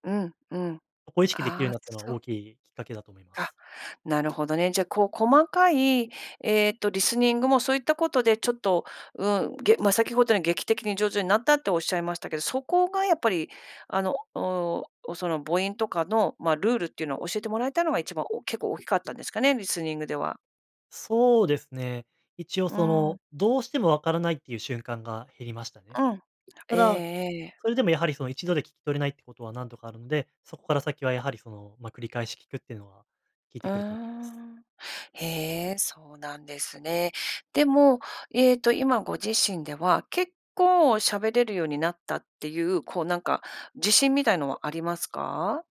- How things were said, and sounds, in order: none
- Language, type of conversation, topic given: Japanese, podcast, 上達するためのコツは何ですか？